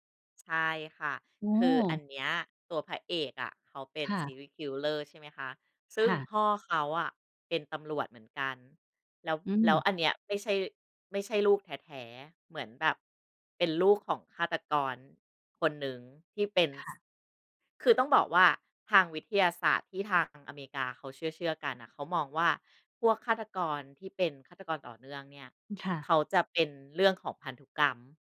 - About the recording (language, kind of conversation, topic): Thai, podcast, ทำไมคนเราถึงมักอยากกลับไปดูซีรีส์เรื่องเดิมๆ ซ้ำๆ เวลาเครียด?
- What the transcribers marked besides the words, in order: in English: "series killer"; "serial killer" said as "series killer"